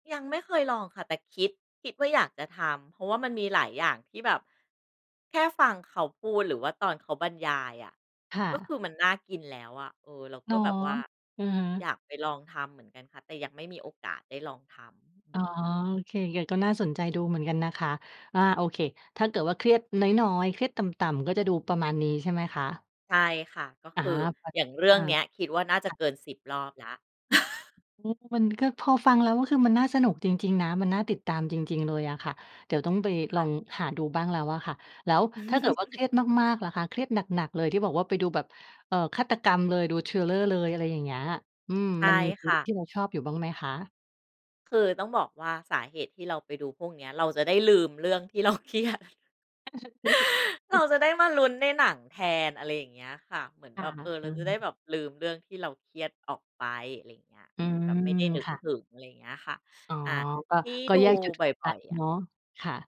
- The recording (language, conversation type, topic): Thai, podcast, ทำไมคนเราถึงมักอยากกลับไปดูซีรีส์เรื่องเดิมๆ ซ้ำๆ เวลาเครียด?
- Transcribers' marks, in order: chuckle; chuckle; laughing while speaking: "เราเครียด"; chuckle; other noise; chuckle